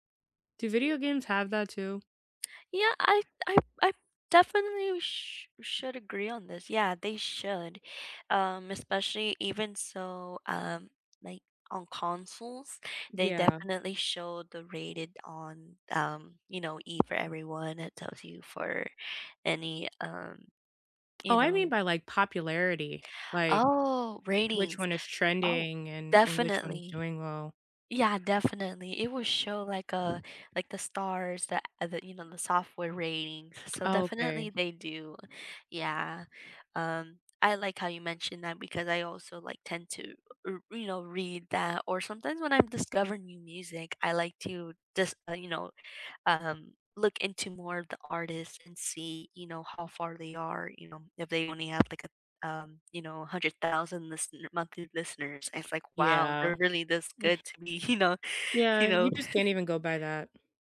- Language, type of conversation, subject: English, unstructured, How do you usually discover new shows, books, music, or games, and how do you share your recommendations?
- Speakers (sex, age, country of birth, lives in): female, 20-24, United States, United States; female, 30-34, United States, United States
- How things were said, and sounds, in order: tapping; other background noise; chuckle; laughing while speaking: "me, you know"; giggle